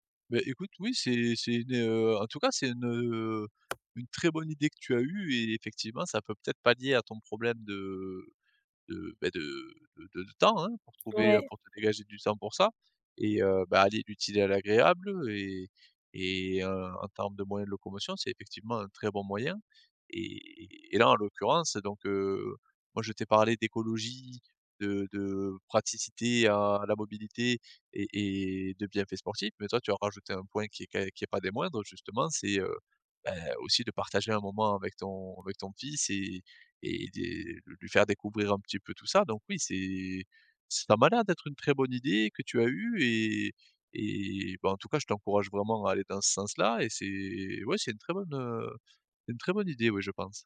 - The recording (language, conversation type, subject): French, advice, Comment trouver du temps pour faire du sport entre le travail et la famille ?
- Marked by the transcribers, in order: tapping